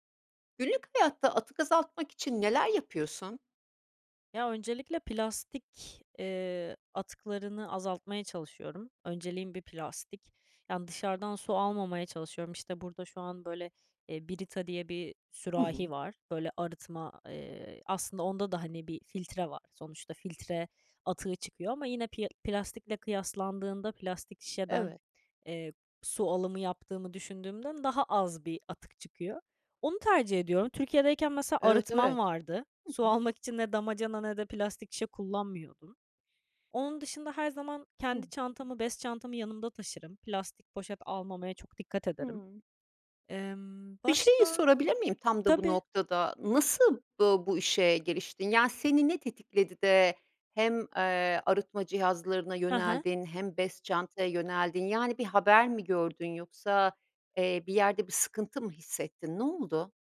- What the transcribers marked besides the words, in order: none
- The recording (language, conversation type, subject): Turkish, podcast, Günlük hayatta atıkları azaltmak için neler yapıyorsun, anlatır mısın?